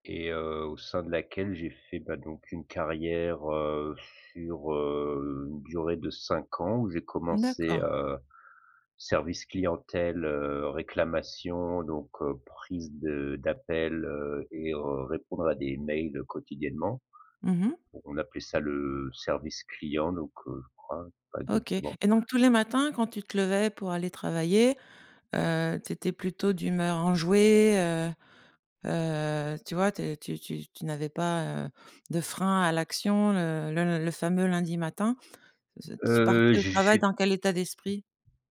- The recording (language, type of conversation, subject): French, podcast, Qu’est-ce qui donne du sens à ton travail ?
- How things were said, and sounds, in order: none